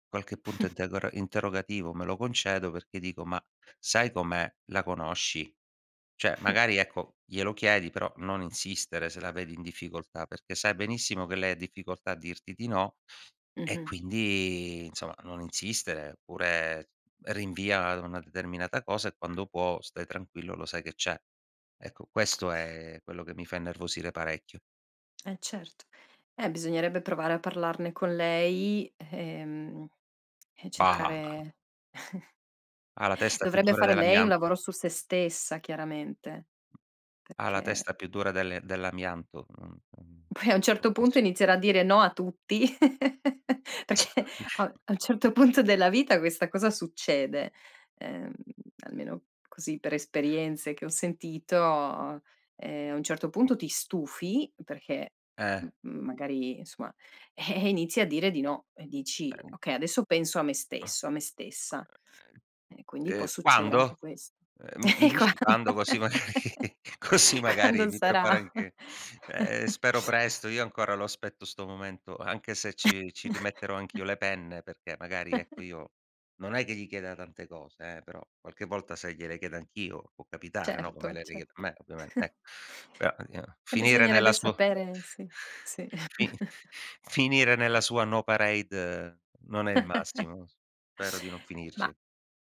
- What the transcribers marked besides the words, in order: chuckle; "Cioè" said as "ceh"; chuckle; other background noise; chuckle; tapping; laughing while speaking: "poi"; unintelligible speech; chuckle; laugh; laughing while speaking: "perché"; laughing while speaking: "magari così"; chuckle; laughing while speaking: "E quando? Quando sarà?"; laugh; chuckle; chuckle; chuckle; chuckle; chuckle; in English: "no parade"; giggle
- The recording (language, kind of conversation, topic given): Italian, podcast, Come gestisci il senso di colpa dopo aver detto no?